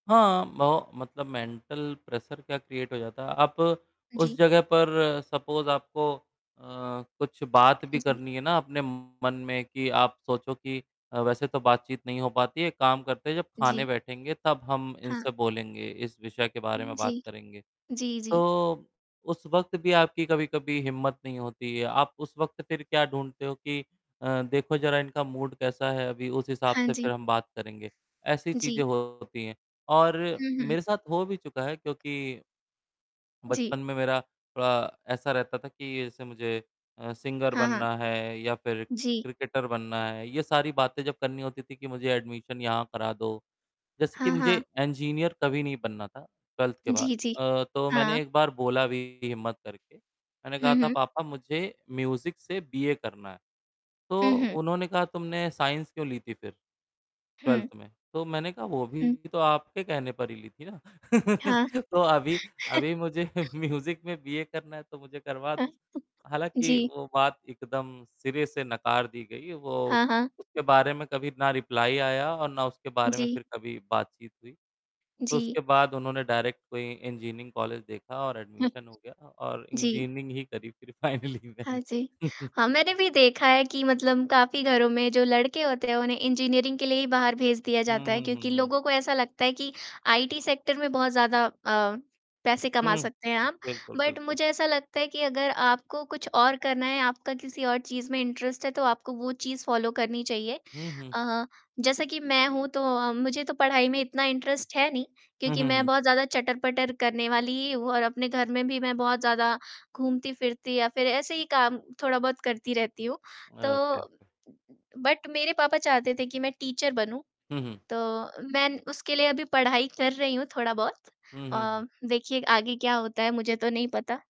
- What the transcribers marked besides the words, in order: static; other background noise; in English: "मेंटल प्रेशर"; in English: "क्रिएट"; in English: "सपोज़"; distorted speech; in English: "मूड"; in English: "सिंगर"; in English: "एडमिशन"; in English: "म्यूज़िक"; laugh; laughing while speaking: "म्यूज़िक में बी. ए"; in English: "म्यूज़िक"; chuckle; chuckle; in English: "रिप्लाई"; in English: "डायरेक्ट"; in English: "इंजीनियरिंग"; in English: "एडमिशन"; unintelligible speech; in English: "इंजीनियरिंग"; laughing while speaking: "फाइनली मैंने"; in English: "फाइनली"; chuckle; in English: "इंजीनियरिंग"; in English: "सेक्टर"; in English: "बट"; in English: "इंटरेस्ट"; in English: "फॉलो"; in English: "इंटरेस्ट"; in English: "ओके, ओके"; in English: "बट"; in English: "टीचर"
- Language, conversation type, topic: Hindi, unstructured, खाने की तैयारी में परिवार की क्या भूमिका होती है?